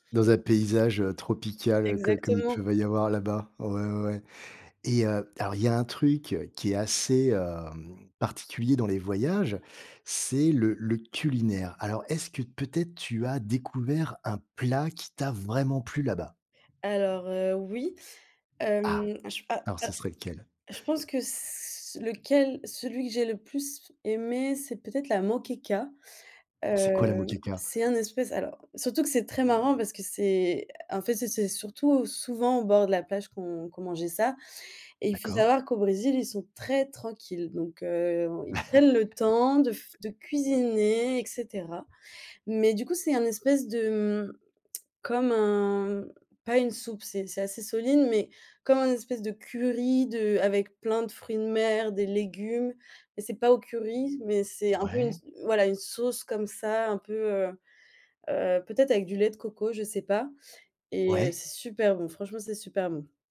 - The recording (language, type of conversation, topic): French, podcast, Quel est le voyage le plus inoubliable que tu aies fait ?
- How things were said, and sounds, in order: chuckle; tapping; laugh; tongue click